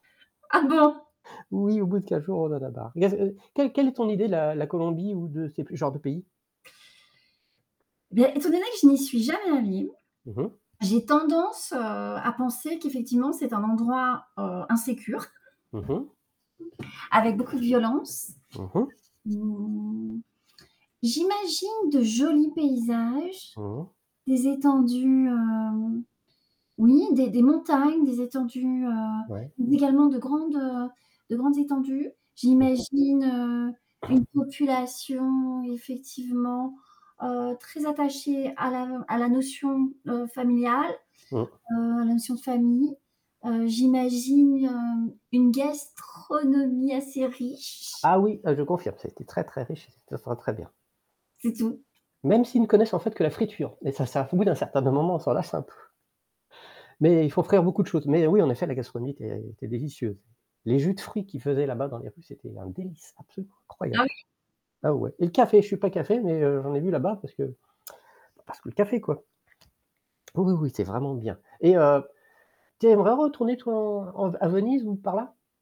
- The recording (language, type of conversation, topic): French, unstructured, Quelle destination t’a le plus surpris par sa beauté ?
- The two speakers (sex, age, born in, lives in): female, 45-49, France, France; male, 50-54, France, France
- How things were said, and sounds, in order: surprised: "Ah bon !"; chuckle; tapping; other background noise; drawn out: "hem"; trusting: "j'imagine de jolis paysages, des étendues, hem"; stressed: "oui"; distorted speech; throat clearing; tongue click